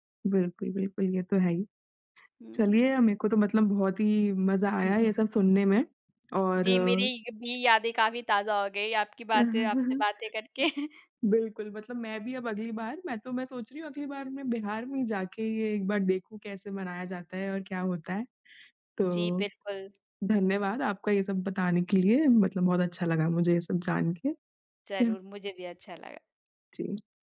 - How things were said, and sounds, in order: chuckle; tapping
- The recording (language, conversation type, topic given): Hindi, podcast, बचपन में आपके घर की कौन‑सी परंपरा का नाम आते ही आपको तुरंत याद आ जाती है?